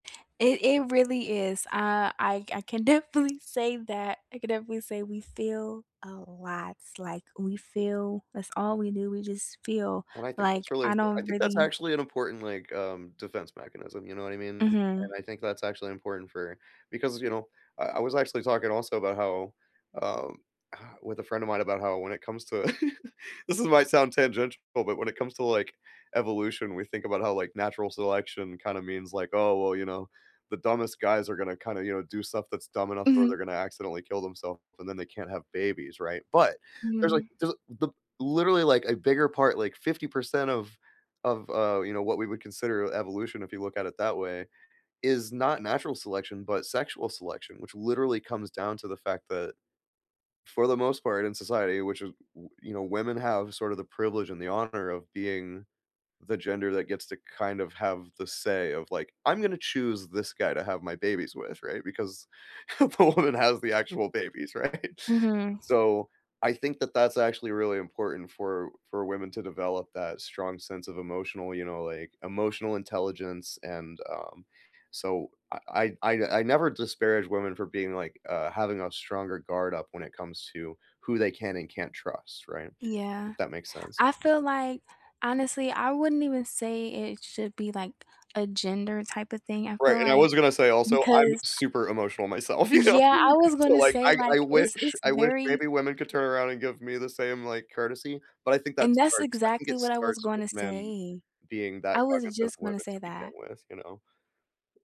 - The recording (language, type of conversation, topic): English, unstructured, What do you think makes someone trustworthy?
- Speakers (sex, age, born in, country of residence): female, 20-24, United States, United States; male, 40-44, United States, United States
- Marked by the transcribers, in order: other background noise; laughing while speaking: "definitely"; stressed: "lot"; chuckle; stressed: "But"; chuckle; laughing while speaking: "the woman has the actual babies, right?"; laughing while speaking: "myself, you know?"; laugh; tapping